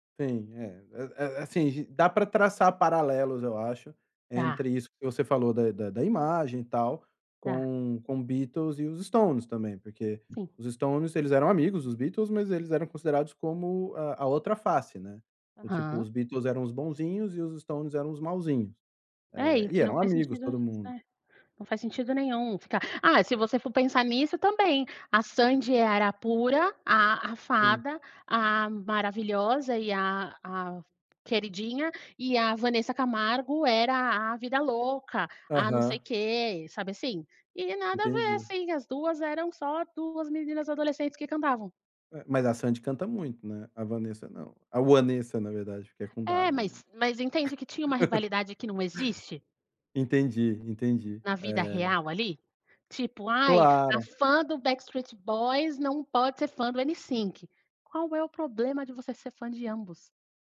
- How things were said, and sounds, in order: tapping; chuckle
- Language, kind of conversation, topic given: Portuguese, podcast, O que faz uma música virar hit hoje, na sua visão?